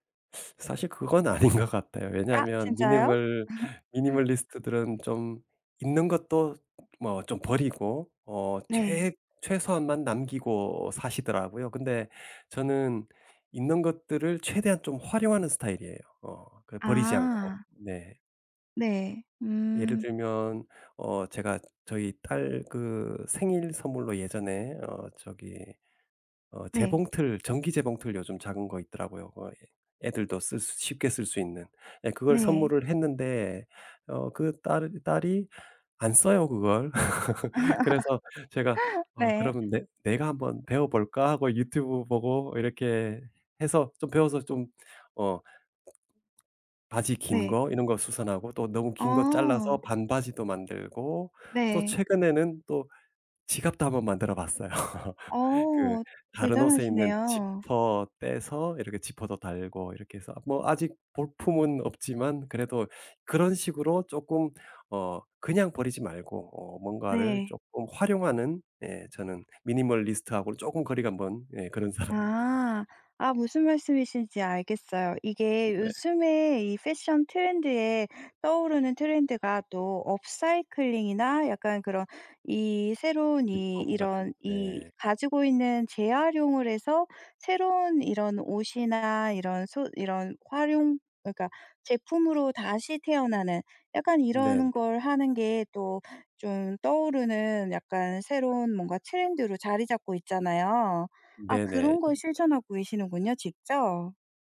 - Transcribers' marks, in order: laughing while speaking: "아닌 것"; in English: "미니멀 미니멀리스트들은"; laugh; laugh; other background noise; tapping; laugh; in English: "미니멀리스트하곤"; laughing while speaking: "사람입니다"; put-on voice: "패션 트렌드에"; in English: "업사이클링이나"; in English: "리폼같은"
- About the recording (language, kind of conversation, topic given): Korean, podcast, 플라스틱 쓰레기를 줄이기 위해 일상에서 실천할 수 있는 현실적인 팁을 알려주실 수 있나요?